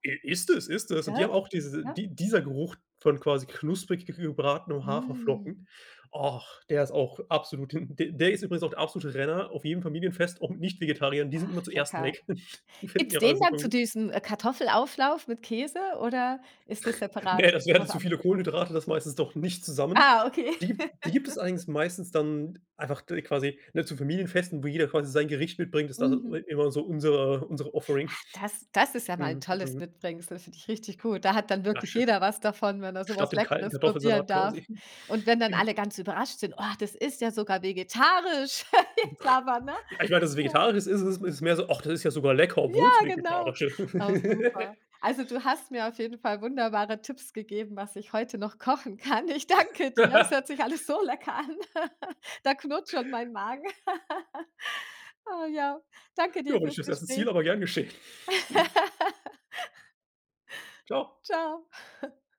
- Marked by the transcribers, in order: chuckle; other background noise; snort; chuckle; in English: "Offering"; snort; snort; chuckle; unintelligible speech; tapping; laugh; laugh; laughing while speaking: "ich danke dir. Es hört sich alles so lecker an"; laugh; laugh; chuckle; laugh; chuckle
- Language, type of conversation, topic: German, podcast, Welche Gerüche wecken bei dir sofort Erinnerungen?